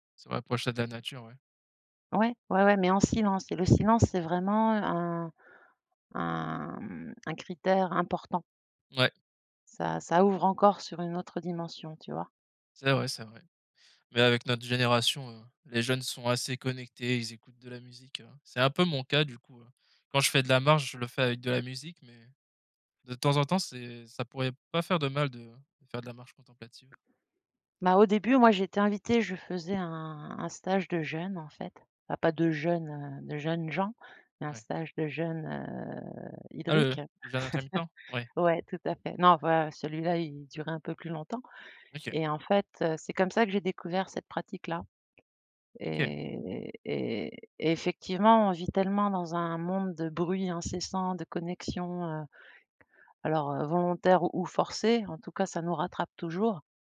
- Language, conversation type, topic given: French, unstructured, Quels sont les bienfaits surprenants de la marche quotidienne ?
- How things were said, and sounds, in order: other background noise; drawn out: "heu"; chuckle; stressed: "bruits"; tapping